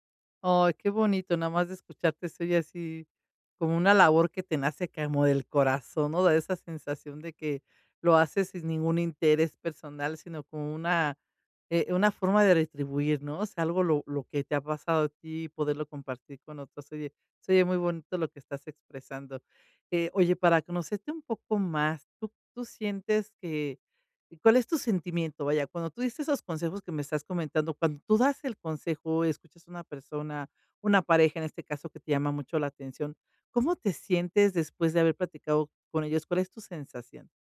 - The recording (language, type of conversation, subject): Spanish, advice, ¿Cómo puedo decidir si volver a estudiar o iniciar una segunda carrera como adulto?
- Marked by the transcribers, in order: none